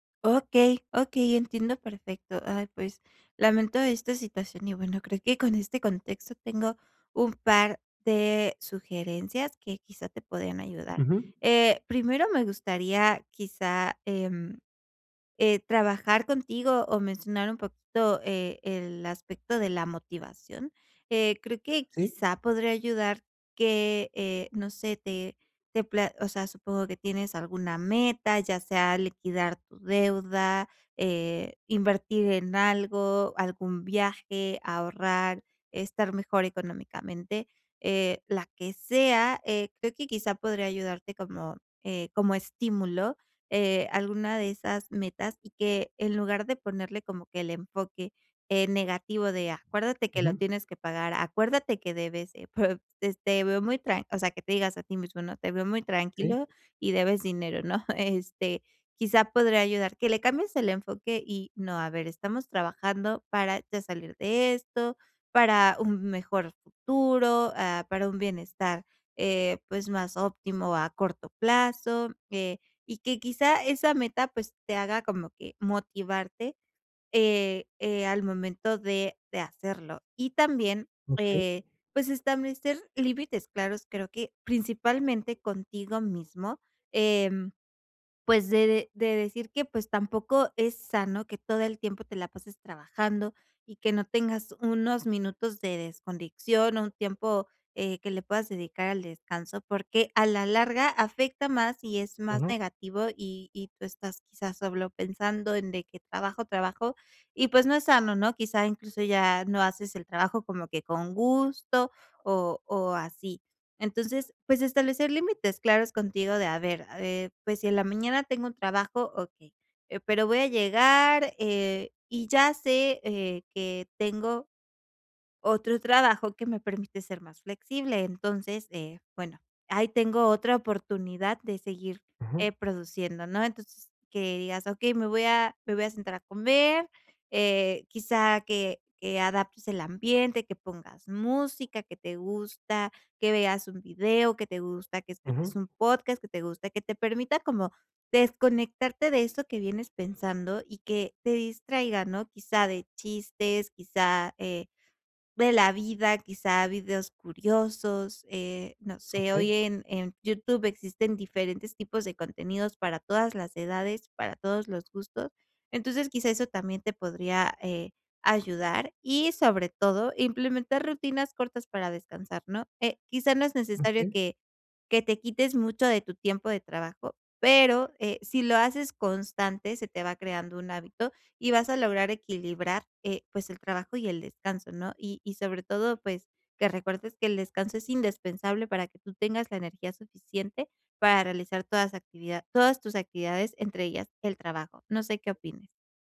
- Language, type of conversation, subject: Spanish, advice, ¿Cómo puedo equilibrar mejor mi trabajo y mi descanso diario?
- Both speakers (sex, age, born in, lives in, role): female, 25-29, Mexico, Mexico, advisor; male, 30-34, Mexico, France, user
- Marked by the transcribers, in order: other background noise; laughing while speaking: "pues"; chuckle; "indispensable" said as "indespensable"